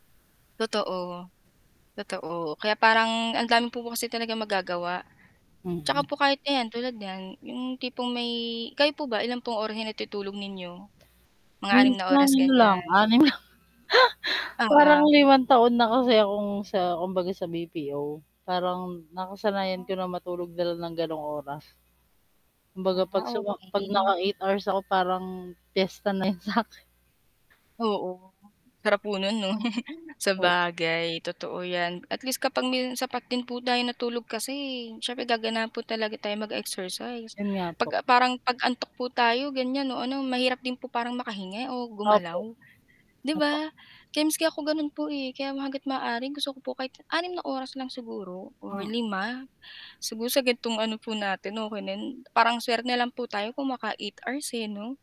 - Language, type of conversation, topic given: Filipino, unstructured, Ano ang mga pagbabagong napapansin mo kapag regular kang nag-eehersisyo?
- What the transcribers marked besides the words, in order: other background noise; static; chuckle; distorted speech; laughing while speaking: "na yun sakin"; chuckle; tapping